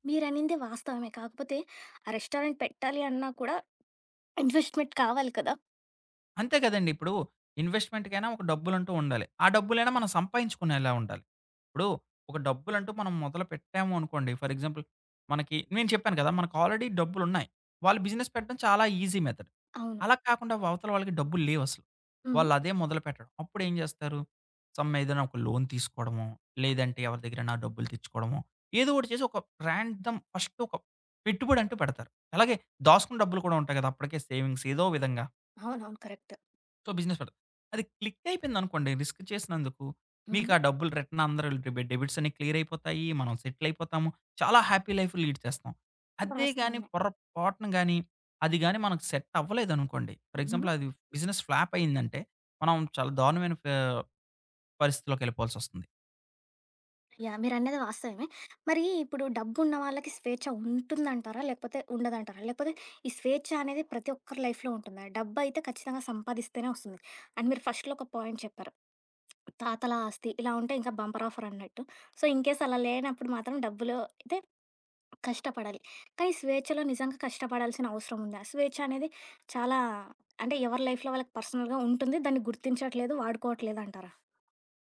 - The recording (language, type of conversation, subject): Telugu, podcast, డబ్బు లేదా స్వేచ్ఛ—మీకు ఏది ప్రాధాన్యం?
- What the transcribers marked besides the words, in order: in English: "రెస్టారెంట్"; tapping; in English: "ఇన్వెస్ట్‌మెంట్"; in English: "ఇన్వెస్ట్‌మెంట్‌కైనా"; in English: "ఫర్ ఎగ్జాంపుల్"; in English: "ఆల్రెడీ"; in English: "బిజినెస్"; in English: "ఈజీ మెథడ్"; in English: "సమ్"; in English: "లోన్"; in English: "ర్యాండమ్"; other background noise; in English: "సేవింగ్స్"; in English: "కరెక్ట్"; in English: "సో, బిజినెస్"; in English: "రిస్క్"; in English: "రిటర్న్"; in English: "క్లియర్"; in English: "హ్యాపీ లైఫ్ లీడ్"; in English: "ఫర్ ఎగ్జాంపుల్"; in English: "బిజినెస్ ఫ్లాప్"; in English: "లైఫ్‌లో"; in English: "అండ్"; in English: "ఫస్ట్‌లో"; in English: "పాయింట్"; in English: "బంపర్ ఆఫర్"; in English: "సో, ఇన్‌కేస్"; in English: "లైఫ్‌లో"; in English: "పర్సనల్‌గా"